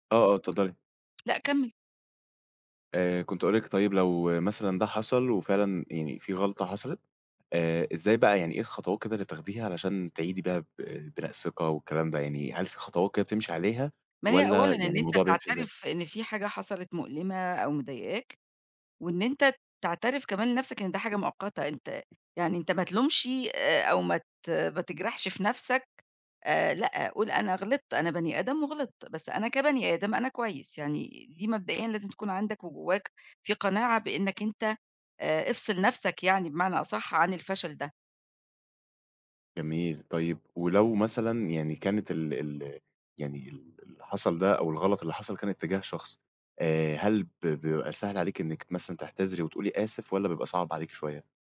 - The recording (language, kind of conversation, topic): Arabic, podcast, إيه الطرق البسيطة لإعادة بناء الثقة بعد ما يحصل خطأ؟
- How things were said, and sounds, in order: none